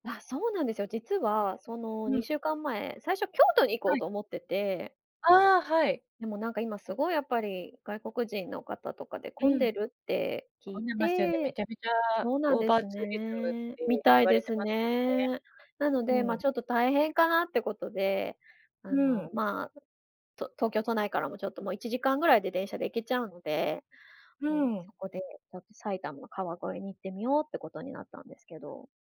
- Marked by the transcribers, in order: none
- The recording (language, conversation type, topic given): Japanese, podcast, 一番忘れられない旅行の思い出を聞かせてもらえますか？